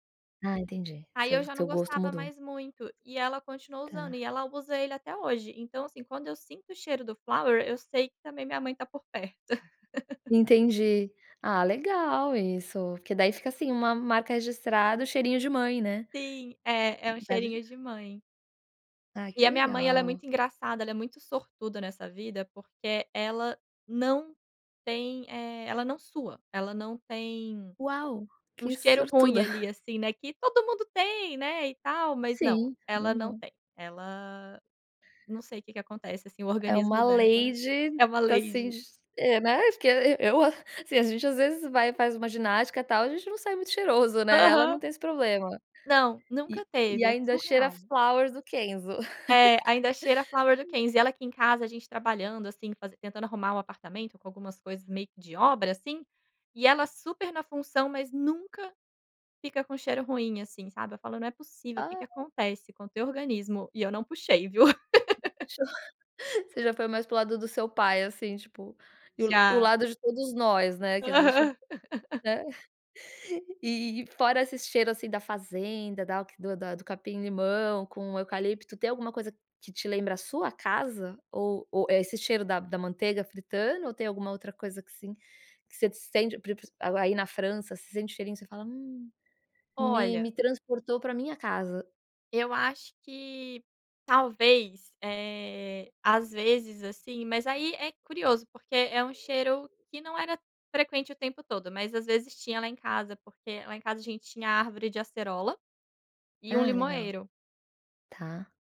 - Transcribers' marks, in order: laugh; unintelligible speech; giggle; in English: "lady"; in English: "lady"; tapping; laugh; laugh; laugh; other noise; unintelligible speech
- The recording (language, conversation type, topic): Portuguese, podcast, Que cheiros fazem você se sentir em casa?